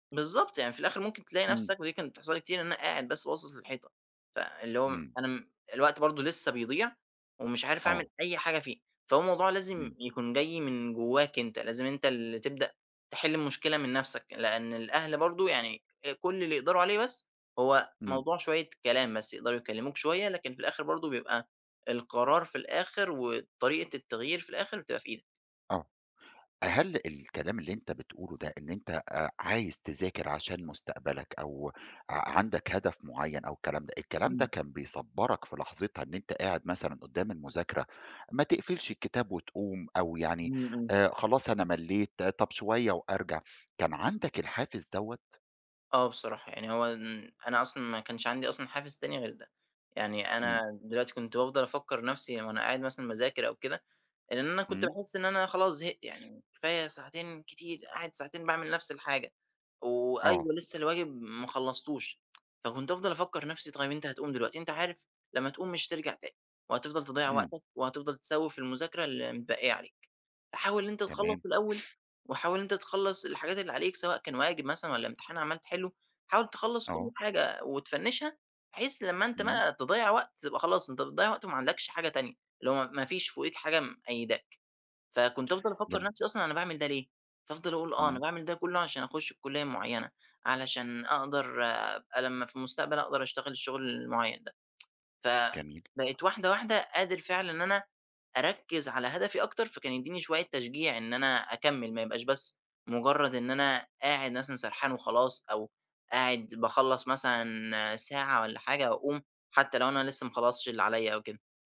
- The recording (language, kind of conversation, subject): Arabic, podcast, إزاي تتغلب على التسويف؟
- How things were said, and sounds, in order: other background noise; tsk; in English: "وتفنشها"; tsk